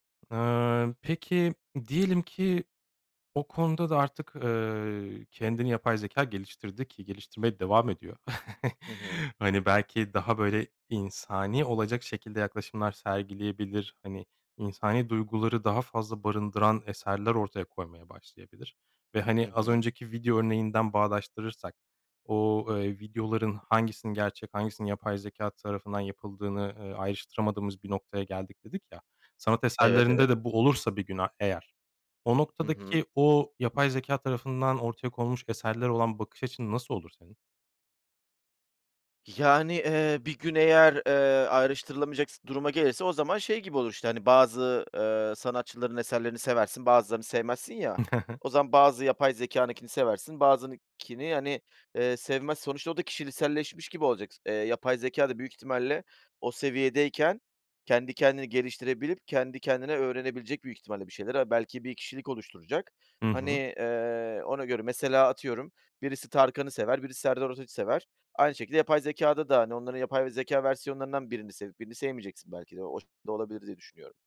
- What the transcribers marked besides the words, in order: chuckle; tapping; chuckle; "kişiselleşmiş" said as "kişilisellişmiş"
- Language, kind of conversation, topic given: Turkish, podcast, Yapay zekâ, hayat kararlarında ne kadar güvenilir olabilir?